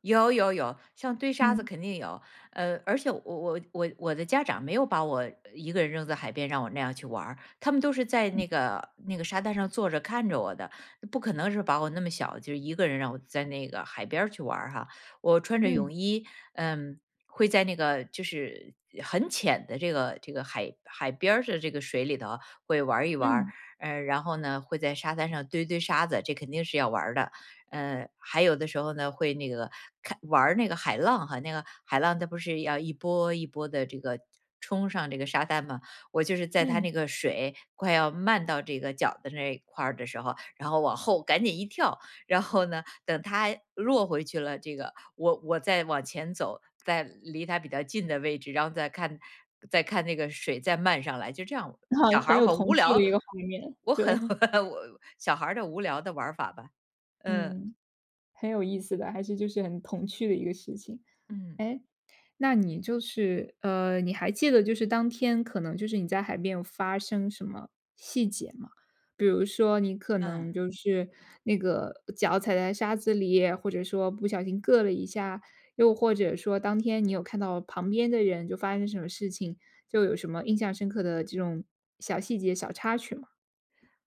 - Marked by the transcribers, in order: chuckle; laughing while speaking: "对"; laugh; other background noise
- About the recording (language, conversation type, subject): Chinese, podcast, 你第一次看到大海时是什么感觉？